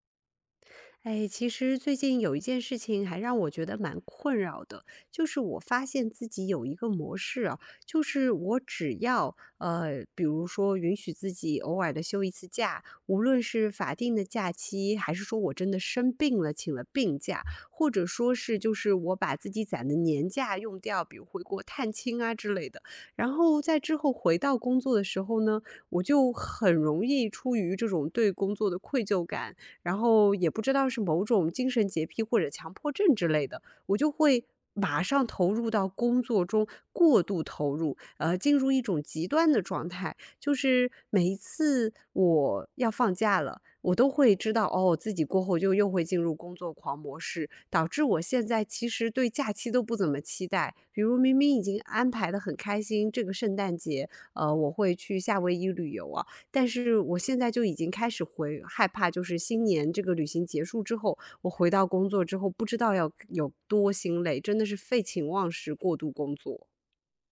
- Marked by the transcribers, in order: none
- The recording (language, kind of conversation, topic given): Chinese, advice, 为什么我复工后很快又会回到过度工作模式？